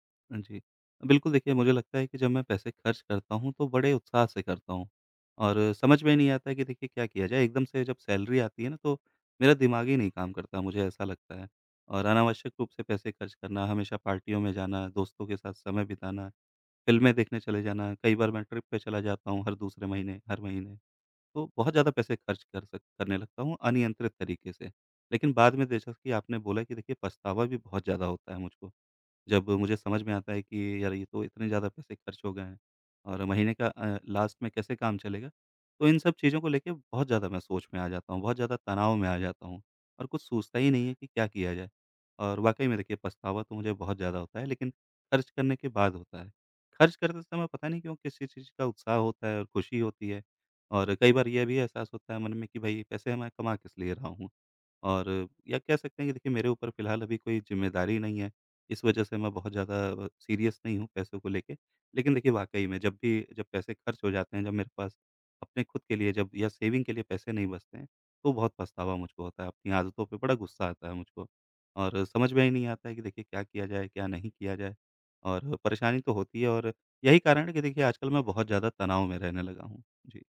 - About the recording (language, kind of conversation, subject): Hindi, advice, मासिक खर्चों का हिसाब न रखने की आदत के कारण आपको किस बात का पछतावा होता है?
- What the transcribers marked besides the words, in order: in English: "सैलरी"; in English: "ट्रिप"; in English: "लास्ट"; in English: "सीरियस"; in English: "सेविंग"